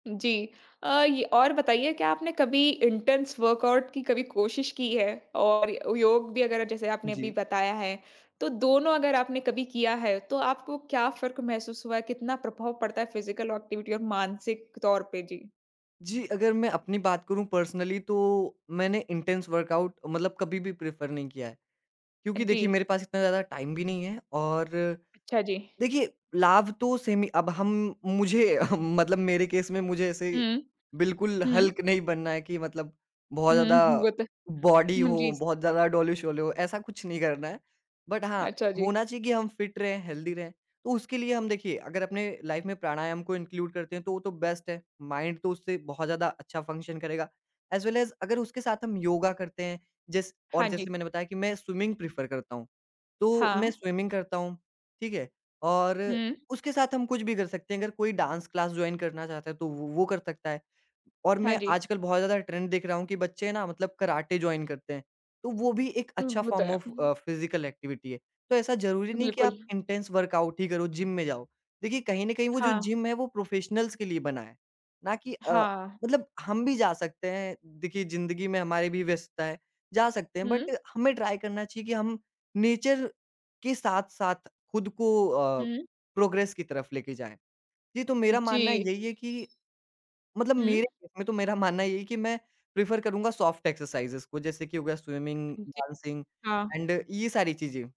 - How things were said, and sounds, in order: in English: "इंटेंस वर्कआउट"; in English: "फिजिकल एक्टिविटी"; in English: "पर्सनली"; in English: "इंटेंस वर्कआउट"; in English: "प्रेफर"; in English: "टाइम"; in English: "सेम"; chuckle; in English: "केस"; in English: "बॉडी"; laughing while speaking: "हुँ"; in English: "बट"; in English: "फिट"; in English: "हेल्दी"; in English: "लाइफ़"; in English: "इनक्लूड"; in English: "बेस्ट"; in English: "माइंड"; in English: "फंक्शन"; in English: "एज वेल एज"; in English: "स्विमिंग प्रेफर"; in English: "स्विमिंग"; in English: "डांस"; in English: "जॉइन"; in English: "ट्रेंड"; in English: "जॉइन"; in English: "फ़ॉर्म ऑफ"; in English: "फिजिकल एक्टिविटी"; in English: "इंटेंस वर्कआउट"; in English: "प्रोफेशनल्स"; in English: "बट"; in English: "ट्राई"; in English: "नेचर"; in English: "प्रोग्रेस"; other background noise; in English: "केस"; laughing while speaking: "मानना"; in English: "प्रेफर"; in English: "सॉफ्ट एक्सरसाइजेज"; in English: "स्विमिंग, डांसिंग एंड"
- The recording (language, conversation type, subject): Hindi, podcast, किस तरह की शारीरिक गतिविधि आपको मानसिक राहत देती है?